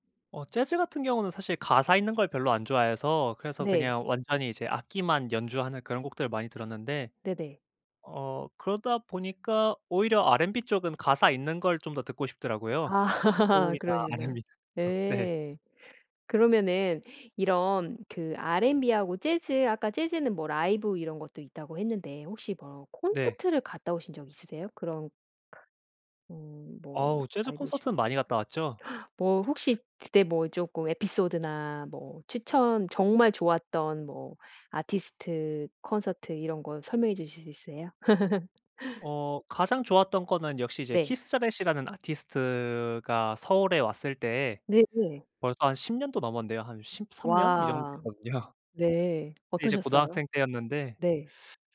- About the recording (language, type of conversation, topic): Korean, podcast, 요즘 음악을 어떤 스타일로 즐겨 들으시나요?
- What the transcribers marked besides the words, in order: tapping; laughing while speaking: "아"; laughing while speaking: "네"; other noise; unintelligible speech; laugh